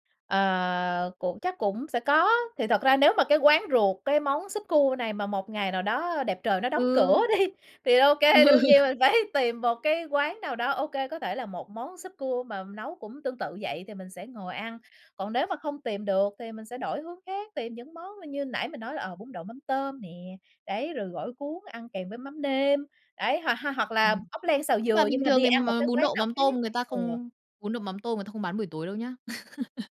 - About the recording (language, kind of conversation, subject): Vietnamese, podcast, Món ăn nào làm bạn thấy ấm lòng khi buồn?
- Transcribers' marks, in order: tapping; laughing while speaking: "đi, thì ô kê"; laughing while speaking: "Ừ"; laughing while speaking: "phải"; other background noise; chuckle